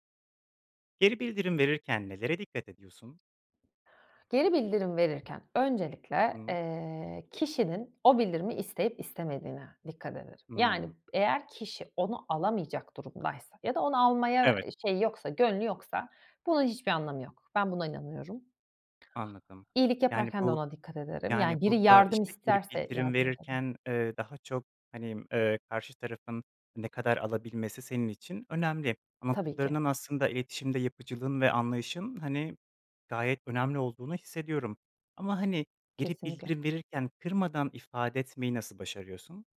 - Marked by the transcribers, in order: other background noise; tapping
- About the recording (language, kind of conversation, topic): Turkish, podcast, Geri bildirim verirken nelere dikkat edersin?